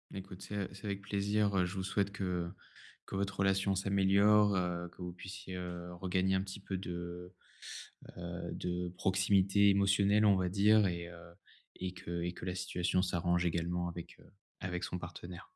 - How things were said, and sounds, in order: tapping
- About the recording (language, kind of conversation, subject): French, advice, Comment puis-je soutenir un ami qui traverse une période difficile ?